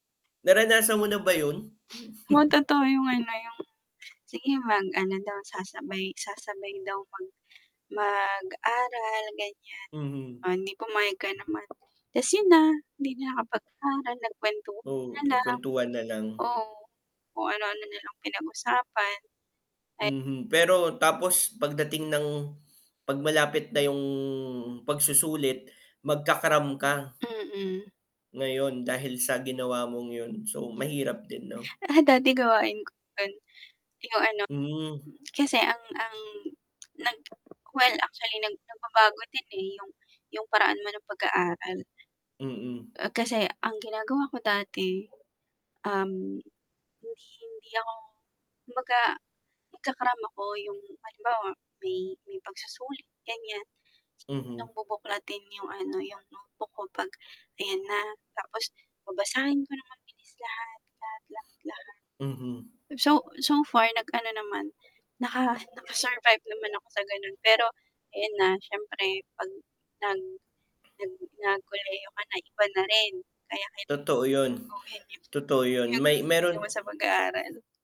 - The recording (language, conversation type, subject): Filipino, unstructured, Mas gusto mo bang mag-aral sa umaga o sa gabi?
- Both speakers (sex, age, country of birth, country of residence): female, 35-39, Philippines, Philippines; male, 25-29, Philippines, Philippines
- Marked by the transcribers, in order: chuckle; tapping; distorted speech; tongue click; mechanical hum; unintelligible speech; unintelligible speech; static